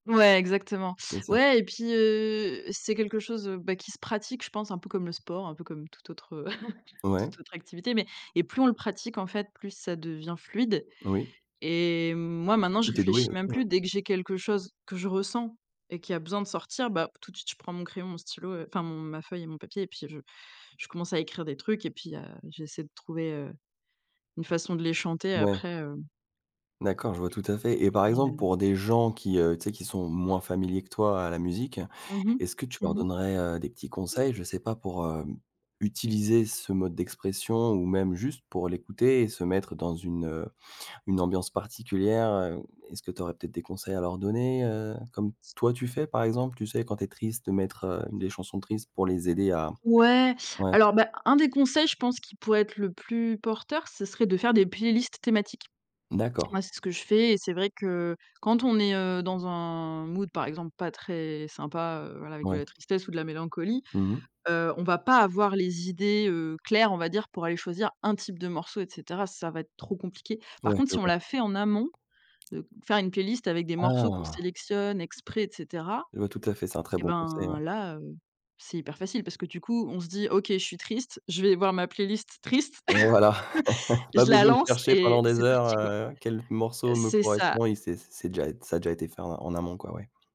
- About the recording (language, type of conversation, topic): French, podcast, Comment la musique influence-t-elle tes journées ou ton humeur ?
- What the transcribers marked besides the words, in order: chuckle; tapping; in English: "mood"; other background noise; chuckle